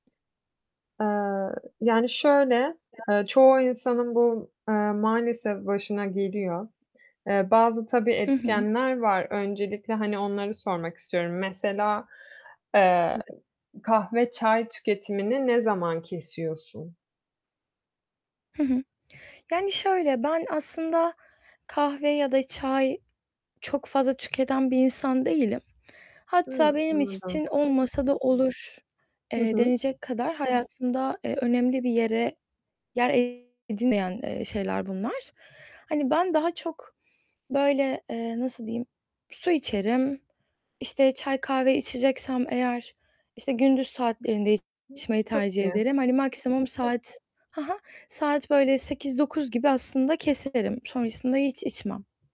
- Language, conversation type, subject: Turkish, advice, Uyku kalitemi artırıp daha enerjik uyanmak için neler yapabilirim?
- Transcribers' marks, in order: tapping; other background noise; distorted speech